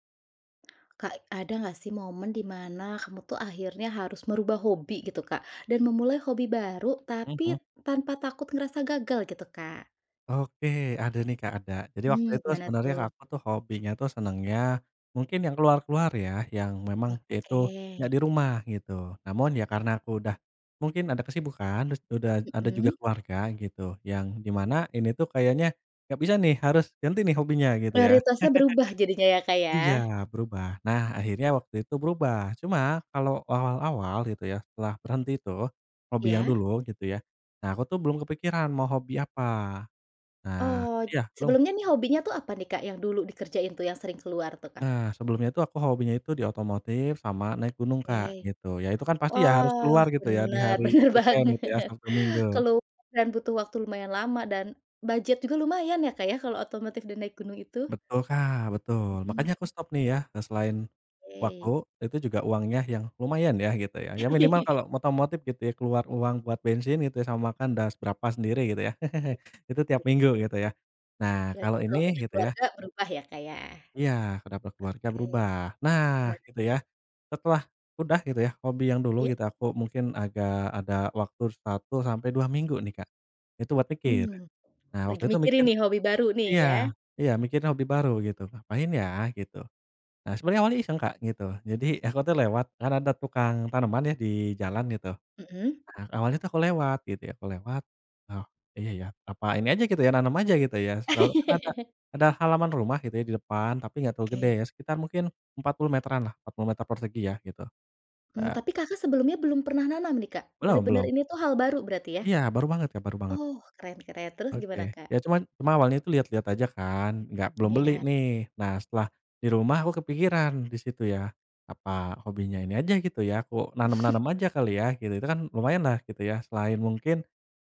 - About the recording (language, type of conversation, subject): Indonesian, podcast, Bagaimana cara memulai hobi baru tanpa takut gagal?
- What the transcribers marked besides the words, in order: other background noise; laugh; laughing while speaking: "benar banget"; in English: "weekend"; laugh; "otomotif" said as "motomotif"; chuckle; laugh; chuckle